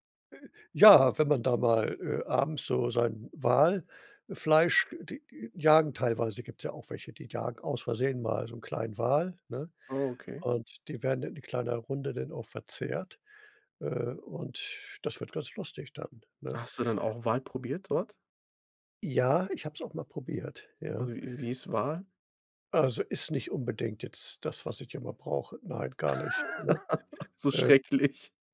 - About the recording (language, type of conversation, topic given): German, podcast, Was war die eindrücklichste Landschaft, die du je gesehen hast?
- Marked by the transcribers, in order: unintelligible speech; other background noise; laugh; laughing while speaking: "So schrecklich"